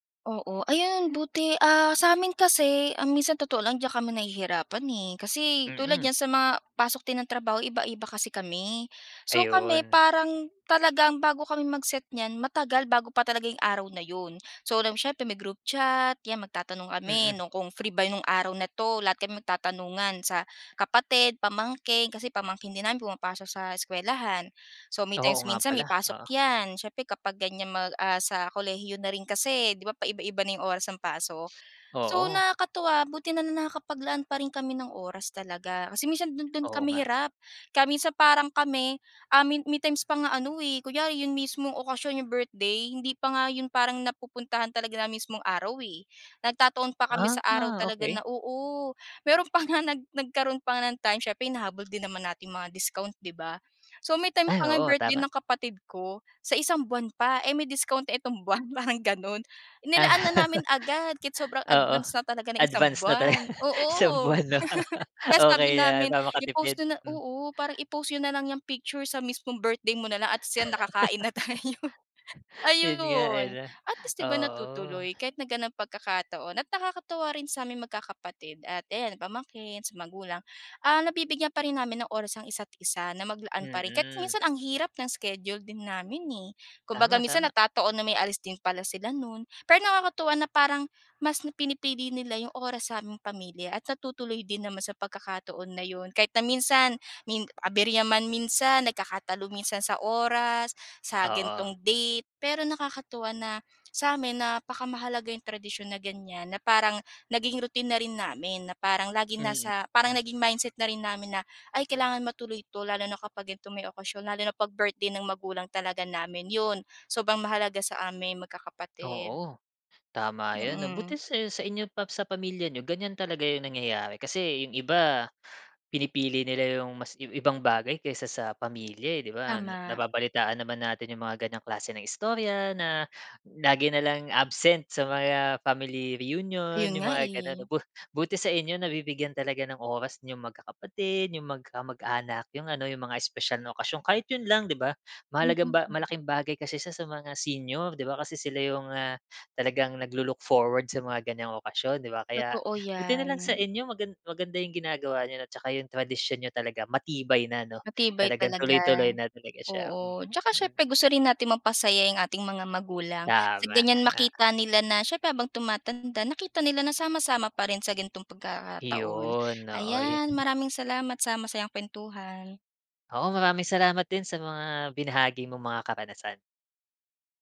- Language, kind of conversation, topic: Filipino, podcast, Ano ang paborito ninyong tradisyon sa pamilya?
- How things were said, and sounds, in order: tapping; other background noise; chuckle; laughing while speaking: "advance na talaga. Isang buwan 'no, okey 'yan para makatipid"; chuckle; laughing while speaking: "makakain na tayo"; chuckle; wind